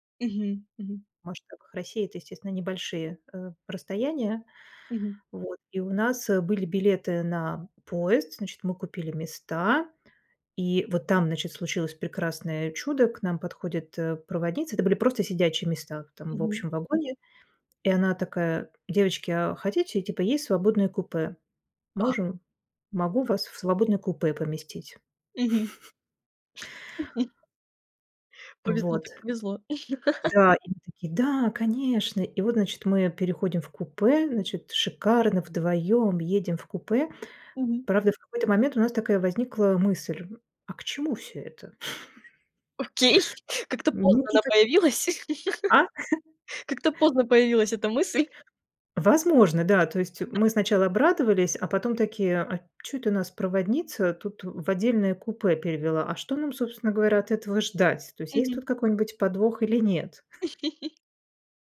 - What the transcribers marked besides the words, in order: tapping; laugh; other background noise; laugh; laugh; joyful: "Да, конечно!"; chuckle; laughing while speaking: "Окей, как-то поздно она появилась"; laugh; chuckle; laugh; laugh; chuckle
- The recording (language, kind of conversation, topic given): Russian, podcast, Каким было ваше приключение, которое началось со спонтанной идеи?